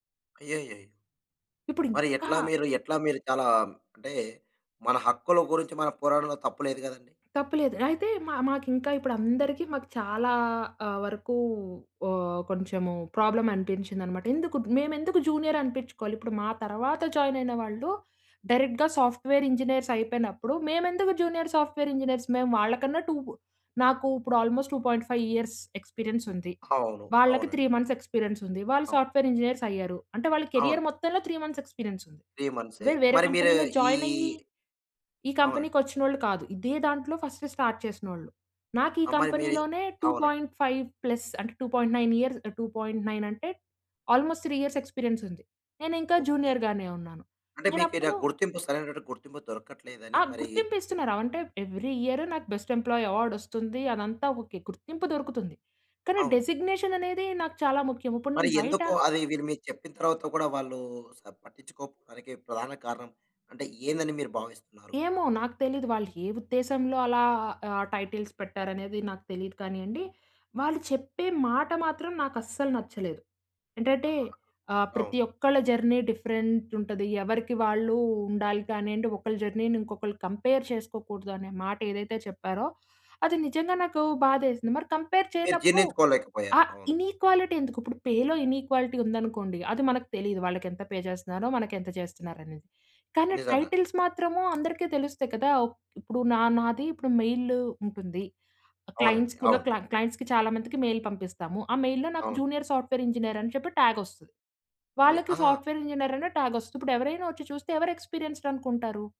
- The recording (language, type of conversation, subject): Telugu, podcast, ఉద్యోగ హోదా మీకు ఎంత ప్రాముఖ్యంగా ఉంటుంది?
- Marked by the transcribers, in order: in English: "ప్రాబ్లమ్"; in English: "జూనియర్"; in English: "జాయిన్"; in English: "డైరెక్ట్‌గా సాఫ్ట్‌వేర్ ఇంజినీర్స్"; in English: "జూనియర్ సాఫ్ట్‌వేర్ ఇంజినీర్స్"; in English: "టూ"; in English: "ఆల్మోస్ట టూ పాయింట్ ఫైవ్ ఇయర్స్ ఎక్స్‌పీరియన్స్"; in English: "త్రీ మంత్స్ ఎక్స్‌పీరియన్స్"; in English: "సాఫ్ట్‌వేర్ ఇంజినీర్స్"; in English: "కేరియర్"; in English: "త్రీ మంత్స్ ఎక్స్‌పీరియన్స్"; in English: "త్రీ మంత్స్‌యె"; in English: "కంపెనీలో జాయిన్"; in English: "కంపెనీకి"; in English: "ఫస్ట్ స్టార్ట్"; in English: "కంపెనీ‌లోనే టూ పాయింట్ ఫైవ్ ప్లస్"; in English: "టూ పాయింట్ నైన్ ఇయర్స్"; in English: "టూ పాయింట్ నైన్"; in English: "ఆల్మోస్ట్ త్రీ ఇయర్స్ ఎక్స్‌పీరియన్స్"; in English: "జూనియర్"; in English: "ఎవ్రీ ఇయర్"; in English: "బెస్ట్ ఎంప్లాయీ అవార్డ్"; in English: "డెజిగ్నేషన్"; in English: "టైటిల్స్"; in English: "జర్నీ డిఫరెంట్"; in English: "జర్నీని"; in English: "కంపేర్"; in English: "కంపేర్"; in English: "ఇనీక్వాలిటీ"; in English: "పేలో ఇనీక్వాలిటీ"; in English: "పే"; in English: "టైటిల్స్"; in English: "మెయిల్"; in English: "క్లయింట్స్"; in English: "క్లయింట్స్‌కి"; in English: "మెయిల్"; in English: "జూనియర్ సాఫ్ట్‌వేర్ ఇంజినీర్"; in English: "టాగ్"; in English: "సాఫ్ట్‌వేర్ ఇంజినీర్"; in English: "టాగ్"; in English: "ఎక్స్‌పీరియన్స్‌డ్"